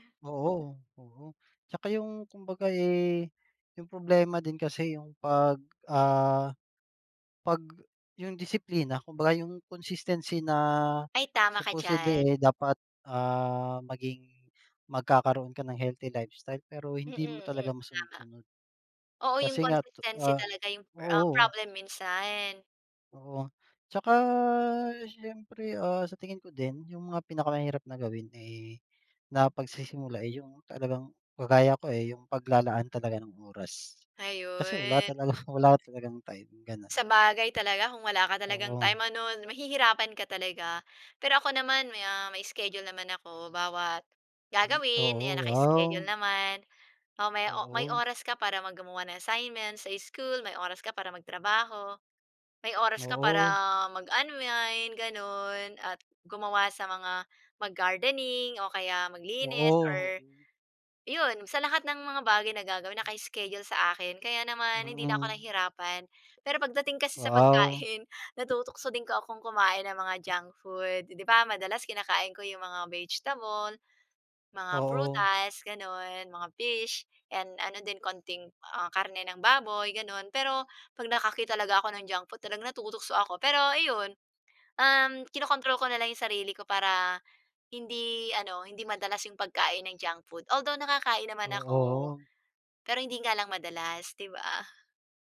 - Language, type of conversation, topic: Filipino, unstructured, Ano ang pinakaepektibong paraan para simulan ang mas malusog na pamumuhay?
- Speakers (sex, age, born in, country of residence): female, 40-44, Philippines, Philippines; male, 30-34, Philippines, Philippines
- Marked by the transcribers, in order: in English: "healthy lifestyle"; tapping; bird